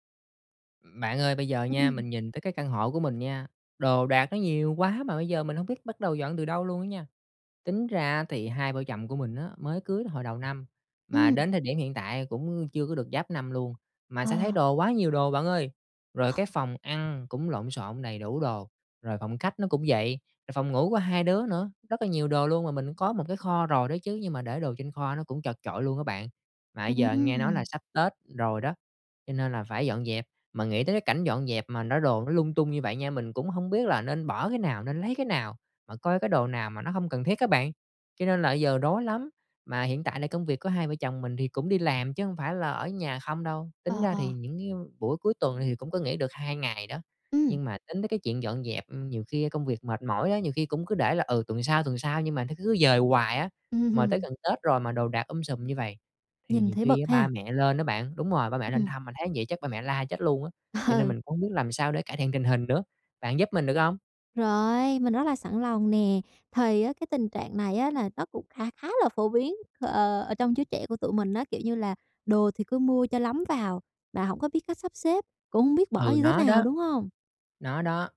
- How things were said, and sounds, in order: other noise; laughing while speaking: "Ờ"; tapping
- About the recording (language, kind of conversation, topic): Vietnamese, advice, Bạn nên bắt đầu sắp xếp và loại bỏ những đồ không cần thiết từ đâu?